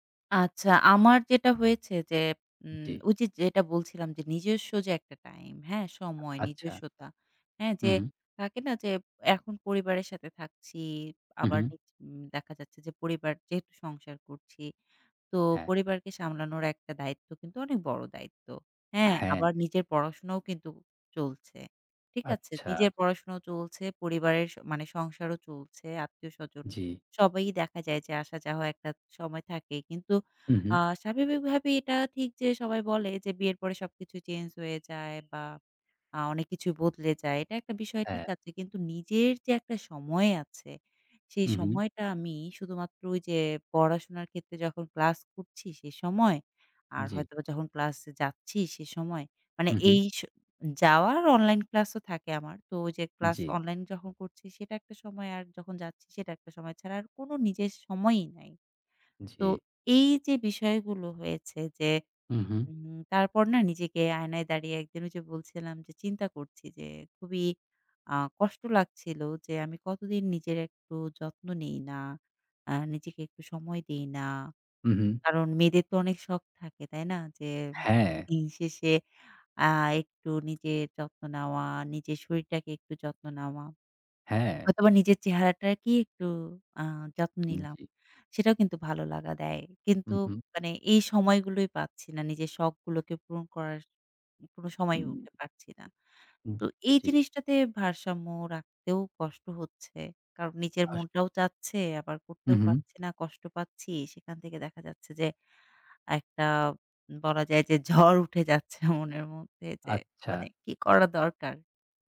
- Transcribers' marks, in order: tapping; other background noise; laughing while speaking: "আসা যাওয়া"; in English: "চেঞ্জ"; laughing while speaking: "ঝড় উঠে যাচ্ছে মনের মধ্যে যে"
- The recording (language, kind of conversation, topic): Bengali, advice, পরিবার ও নিজের সময়ের মধ্যে ভারসাম্য রাখতে আপনার কষ্ট হয় কেন?